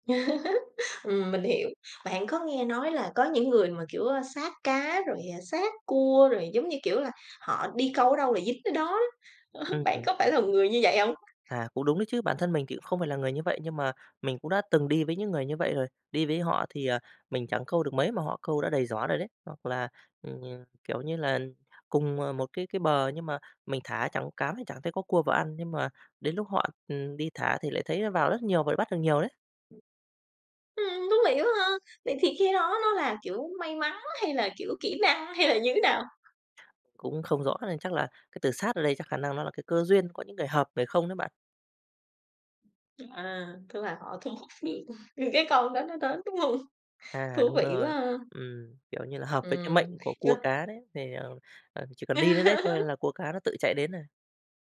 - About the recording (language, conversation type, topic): Vietnamese, podcast, Kỉ niệm nào gắn liền với một sở thích thời thơ ấu của bạn?
- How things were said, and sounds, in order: laugh; laugh; tapping; other background noise; chuckle; laughing while speaking: "không?"; laugh